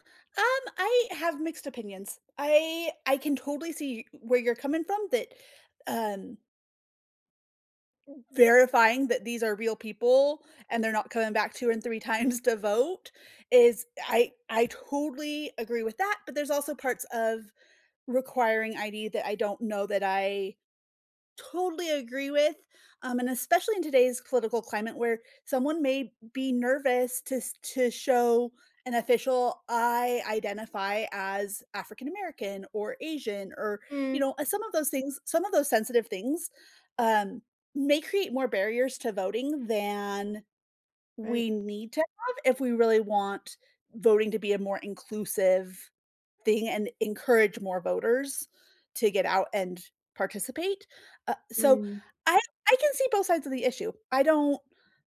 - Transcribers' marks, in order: laughing while speaking: "times"; stressed: "totally"
- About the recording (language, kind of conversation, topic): English, unstructured, How important is voting in your opinion?
- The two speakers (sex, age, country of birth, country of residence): female, 35-39, United States, United States; female, 65-69, United States, United States